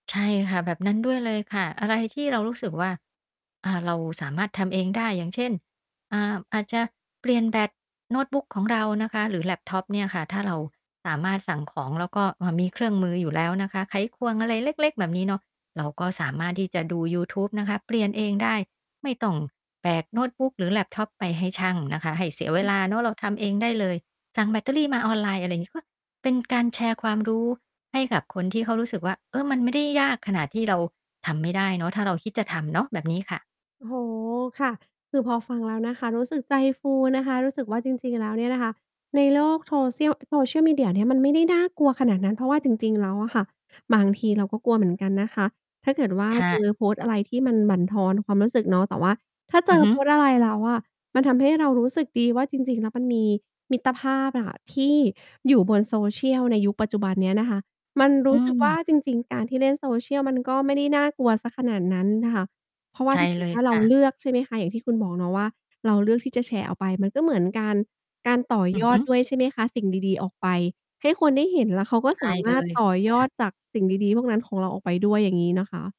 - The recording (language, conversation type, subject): Thai, podcast, คุณเลือกแชร์อะไร และเลือกไม่แชร์อะไรบนโลกออนไลน์บ้าง?
- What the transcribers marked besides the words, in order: distorted speech